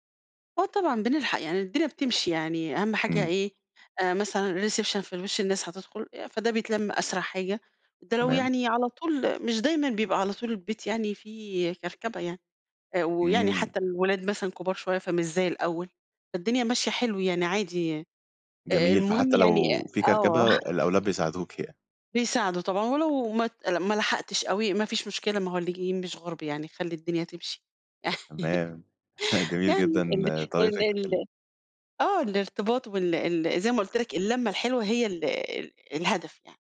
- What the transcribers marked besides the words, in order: in English: "الreception"; other background noise; laughing while speaking: "آه"; chuckle
- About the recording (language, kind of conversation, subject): Arabic, podcast, إيه أكتر حاجة بتحب تعزم الناس عليها؟